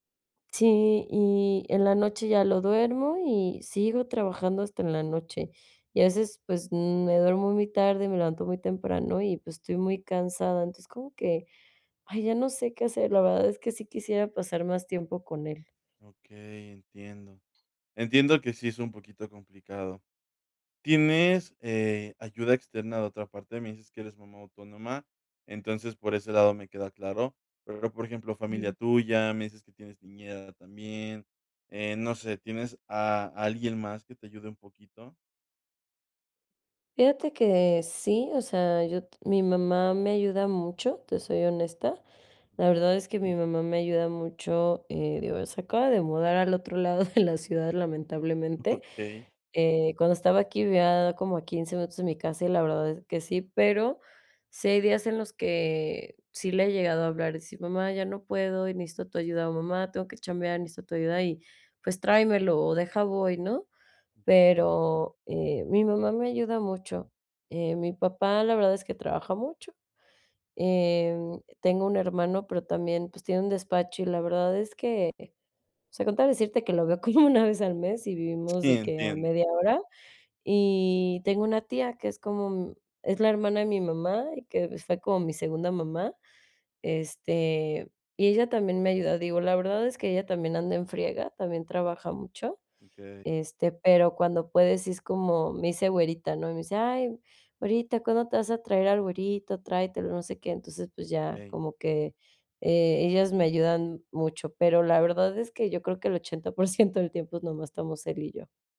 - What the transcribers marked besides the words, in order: laughing while speaking: "de la"; laughing while speaking: "Okey"; other noise; laughing while speaking: "como una"; laughing while speaking: "por ciento"
- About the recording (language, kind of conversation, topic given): Spanish, advice, ¿Cómo puedo equilibrar mi trabajo con el cuidado de un familiar?